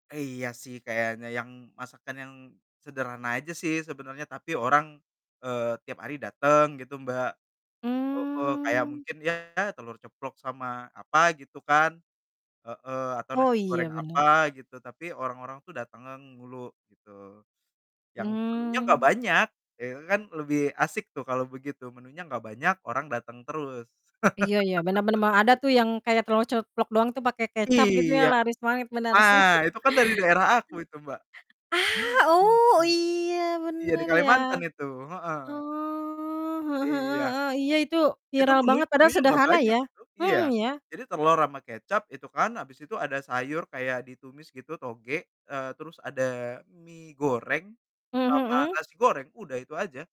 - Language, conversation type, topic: Indonesian, unstructured, Hobi apa yang paling kamu nikmati saat waktu luang?
- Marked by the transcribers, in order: drawn out: "Mmm"; distorted speech; laugh; "manis" said as "manit"; chuckle; other noise